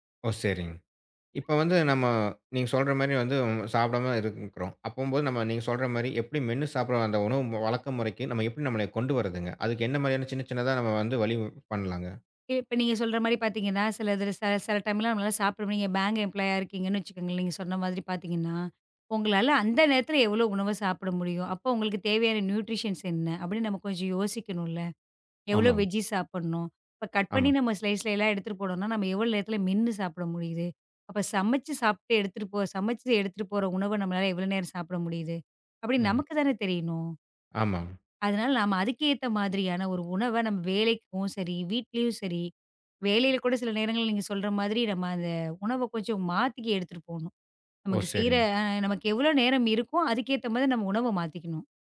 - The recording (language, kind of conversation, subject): Tamil, podcast, நிதானமாக சாப்பிடுவதால் கிடைக்கும் மெய்நுணர்வு நன்மைகள் என்ன?
- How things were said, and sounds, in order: in English: "டைம்லாம்"; in English: "பேங்க் எம்ப்லாயீ"; in English: "ந்யூட்ரிஷன்ஸ்"; in English: "வெஜ்ஜீஸ்"; in English: "கட்"; in another language: "ஸ்லைஸ்"